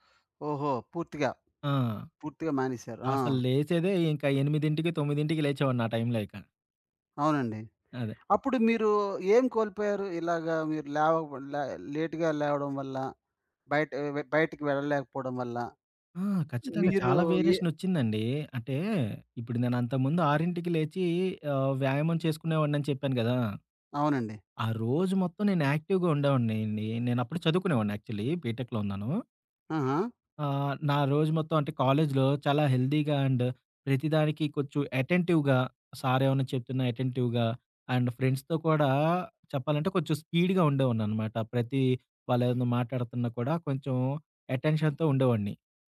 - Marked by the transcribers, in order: in English: "లేట్‌గా"; other background noise; in English: "వేరియేషన్"; in English: "యాక్టివ్‌గా"; in English: "యాక్చువల్లీ బీటెక్‌లో"; in English: "హెల్తీగా అండ్"; in English: "అటెంటివ్‌గా"; in English: "అటెంటివ్‌గా. అండ్ ఫ్రెండ్స్‌తో"; in English: "స్పీడ్‌గా"; in English: "అటెన్‌షన్‌తో"
- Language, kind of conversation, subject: Telugu, podcast, ప్రేరణ లేకపోతే మీరు దాన్ని ఎలా తెచ్చుకుంటారు?